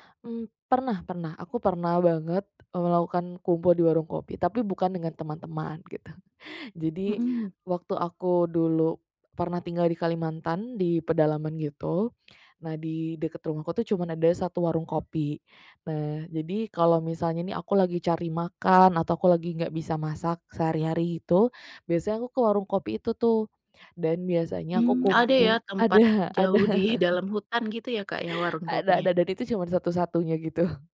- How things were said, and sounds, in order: chuckle; laughing while speaking: "di"; laughing while speaking: "ada"; laughing while speaking: "gitu"
- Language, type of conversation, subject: Indonesian, podcast, Menurutmu, mengapa orang suka berkumpul di warung kopi atau lapak?